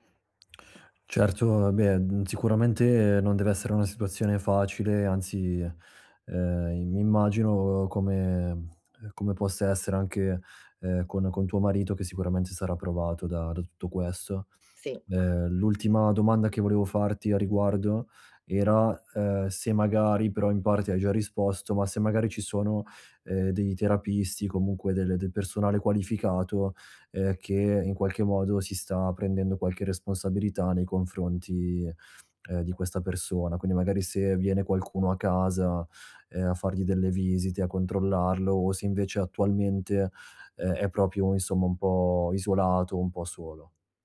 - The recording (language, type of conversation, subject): Italian, advice, Come possiamo chiarire e distribuire ruoli e responsabilità nella cura di un familiare malato?
- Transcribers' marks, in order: none